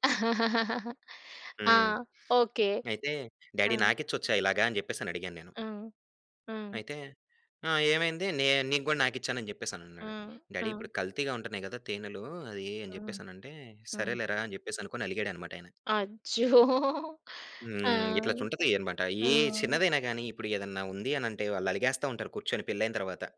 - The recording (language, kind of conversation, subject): Telugu, podcast, మొదటి బిడ్డ పుట్టే సమయంలో మీ అనుభవం ఎలా ఉండేది?
- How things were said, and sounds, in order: laugh; in English: "డ్యాడీ"; in English: "డ్యాడీ"; laughing while speaking: "అచ్చో!"; tapping; "ఉంటది" said as "చుంటది"